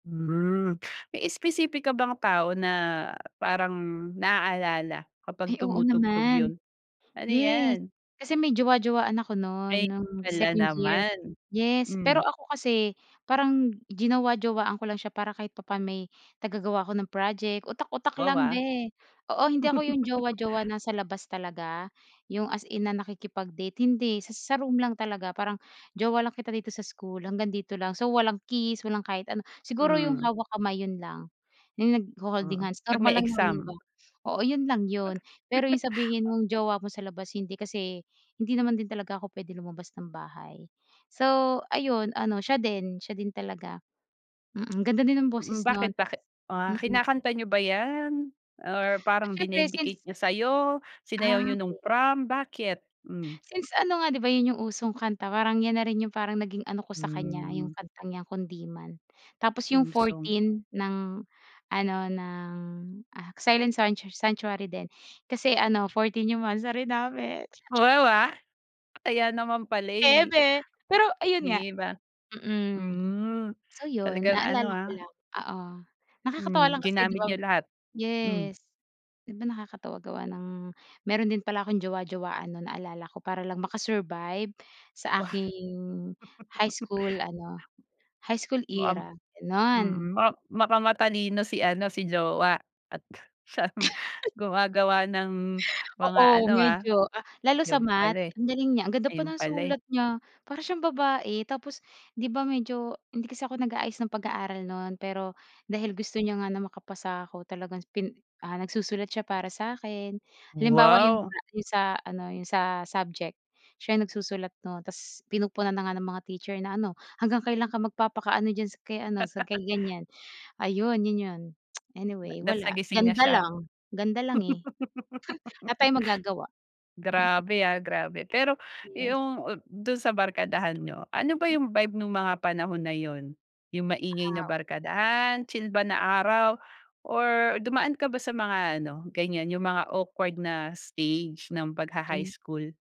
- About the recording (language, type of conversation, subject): Filipino, podcast, Anong kanta ang agad na nagpapabalik sa iyo ng mga alaala noong high school ka?
- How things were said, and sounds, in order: laugh; laugh; other background noise; laugh; laughing while speaking: "siyang"; laugh; laugh; tongue click; laugh; tapping